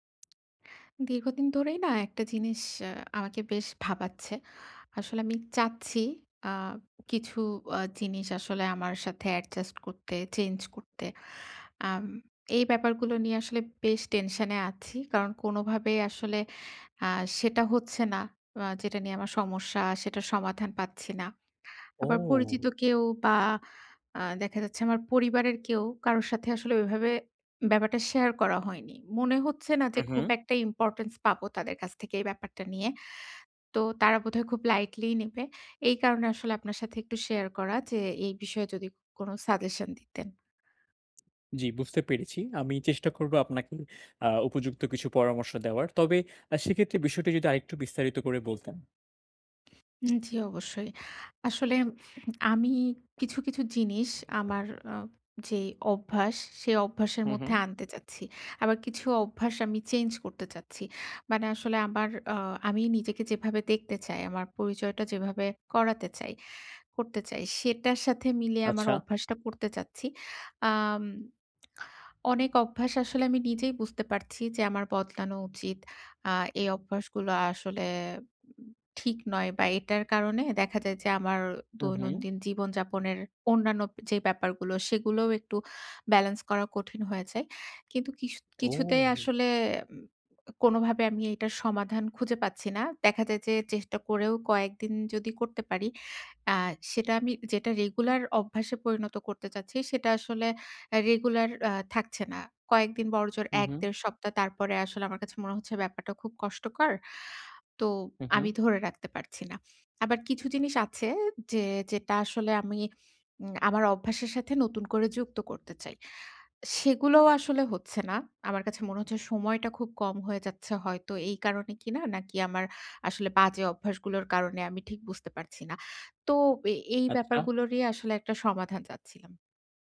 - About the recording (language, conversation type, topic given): Bengali, advice, কীভাবে আমি আমার অভ্যাসগুলোকে আমার পরিচয়ের সঙ্গে সামঞ্জস্য করব?
- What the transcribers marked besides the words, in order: in English: "adjust"; surprised: "ও!"; in English: "importance"; in English: "lightly"; surprised: "ও!"